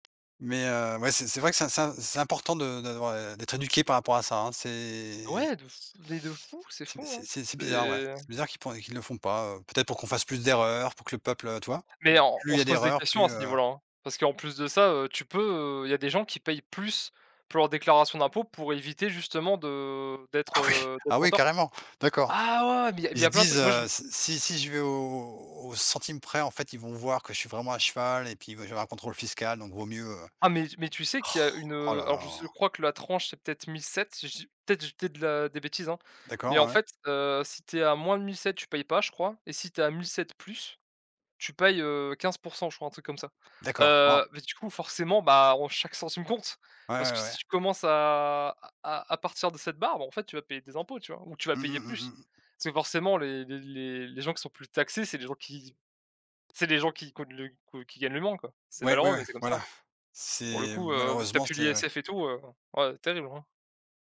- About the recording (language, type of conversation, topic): French, unstructured, Comment imagines-tu ta carrière dans cinq ans ?
- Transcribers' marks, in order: tapping; other noise